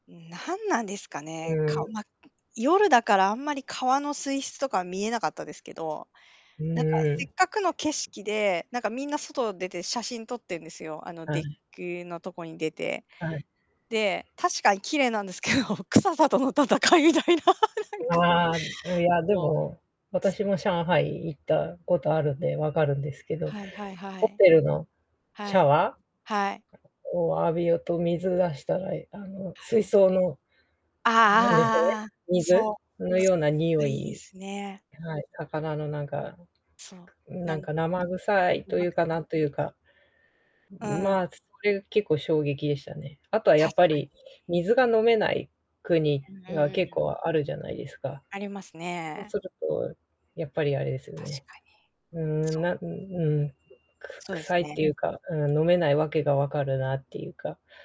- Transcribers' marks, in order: other background noise; laughing while speaking: "けど、臭さとの戦いみたいな。なんか"; distorted speech
- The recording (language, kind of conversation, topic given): Japanese, unstructured, 旅行中に不快なにおいを感じたことはありますか？